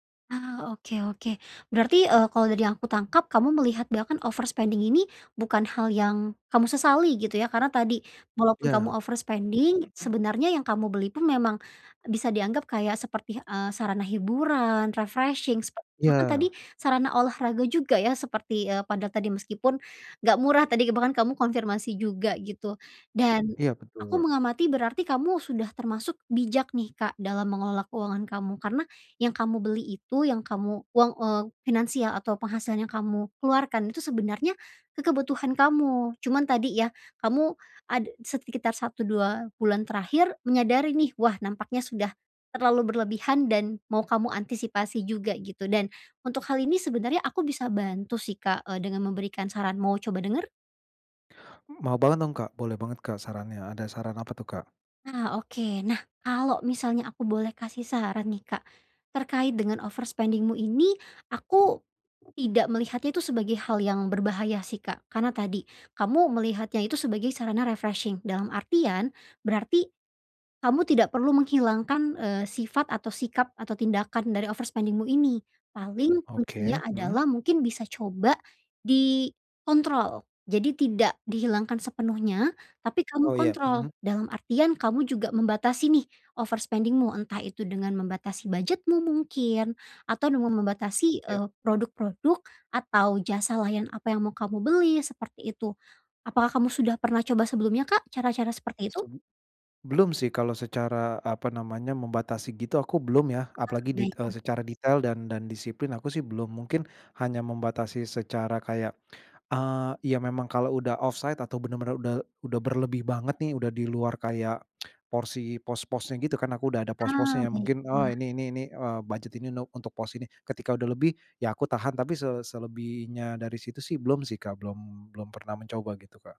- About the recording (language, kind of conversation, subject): Indonesian, advice, Bagaimana banyaknya aplikasi atau situs belanja memengaruhi kebiasaan belanja dan pengeluaran saya?
- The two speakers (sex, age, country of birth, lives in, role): female, 25-29, Indonesia, Indonesia, advisor; male, 35-39, Indonesia, Indonesia, user
- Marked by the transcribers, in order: in English: "overspending"; in English: "overspending"; throat clearing; in English: "refreshing"; in English: "overspending-mu"; other background noise; in English: "refreshing"; in English: "overspending-mu"; in English: "overspending-mu"; in English: "offside"; tsk